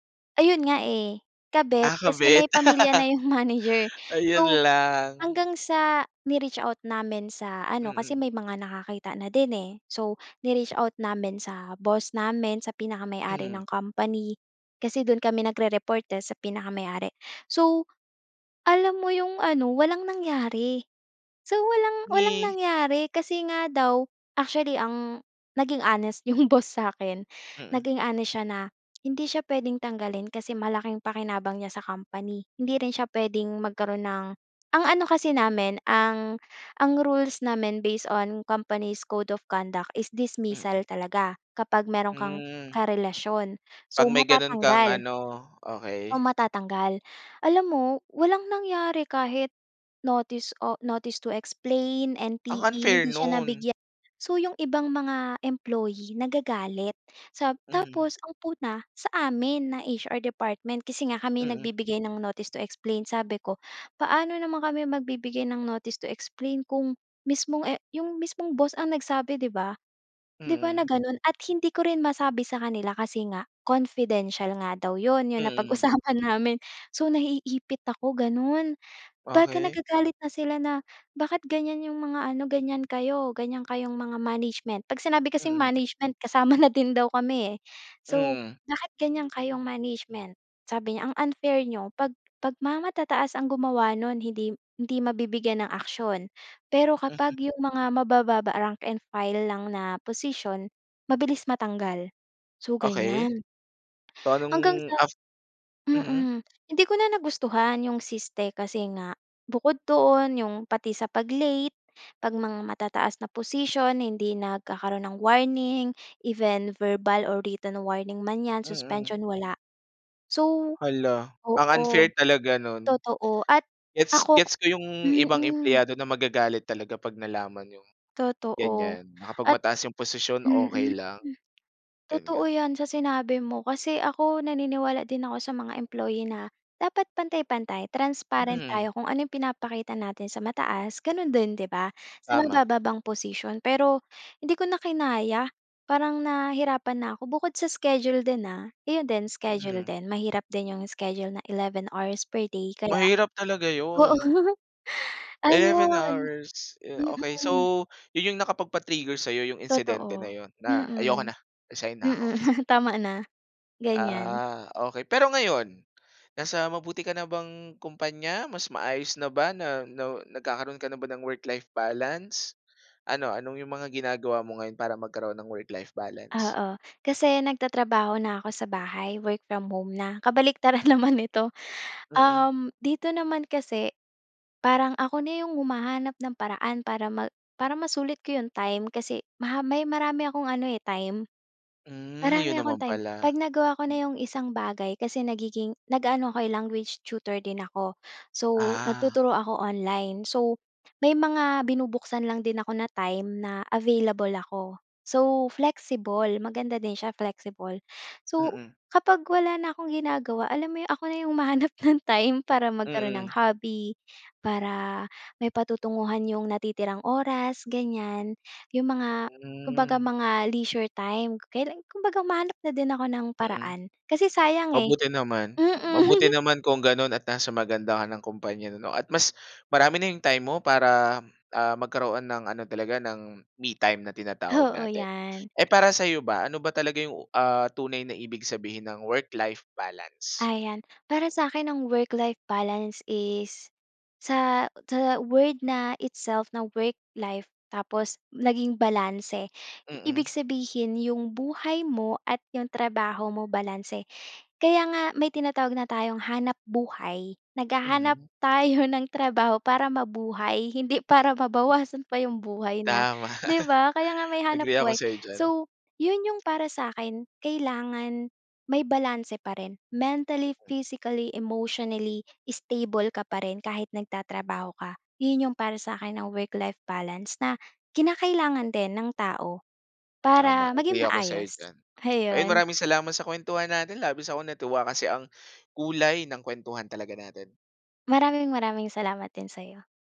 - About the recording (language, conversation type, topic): Filipino, podcast, Paano mo binabalanse ang trabaho at personal na buhay?
- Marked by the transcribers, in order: laugh; laughing while speaking: "boss sa'kin"; in English: "based on company's code of conduct is dismissal"; in English: "notice to explain"; in English: "notice to explain"; in English: "notice to explain"; laughing while speaking: "napag-usapan"; laughing while speaking: "na din daw"; other background noise; laughing while speaking: "oo"; laughing while speaking: "mm. Tama na"; laughing while speaking: "Kabaliktaran naman ito"; laughing while speaking: "humahanap ng time"; in English: "leisure time"; laughing while speaking: "Mm"; joyful: "tayo ng trabaho para mabuhay … may hanap buhay"; laughing while speaking: "Tama"; in English: "Mentally, physically, emotionally stable"